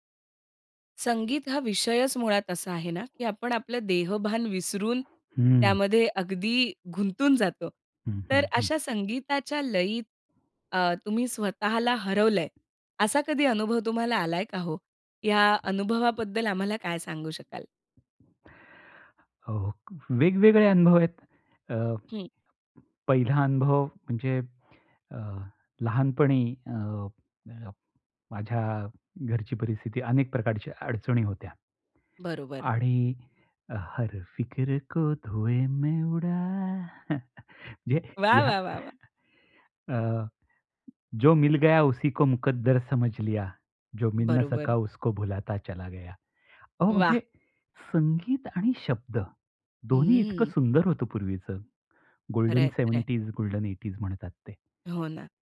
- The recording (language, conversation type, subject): Marathi, podcast, संगीताच्या लयींत हरवण्याचा तुमचा अनुभव कसा असतो?
- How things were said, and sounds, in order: other noise; tapping; singing: "हर फिक्र को धुए मे उडा"; chuckle; in Hindi: "जो मिल गया उसी को … भुलाता चला गया"